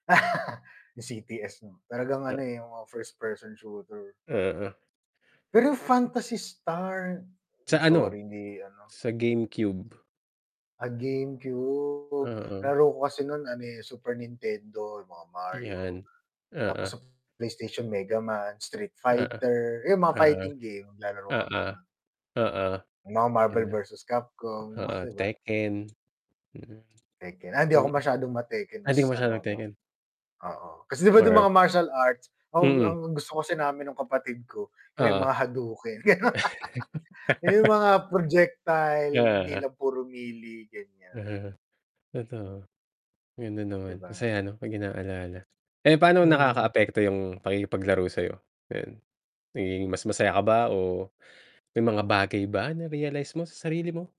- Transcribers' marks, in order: static; laugh; distorted speech; in English: "first person shooter"; drawn out: "GameCube"; tapping; laughing while speaking: "'di ba?"; unintelligible speech; in Japanese: "hadouken"; laugh; in English: "projectile"; in English: "melee"
- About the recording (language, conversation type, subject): Filipino, unstructured, Ano ang nararamdaman mo pagkatapos ng isang masayang laro kasama ang kaibigan mo?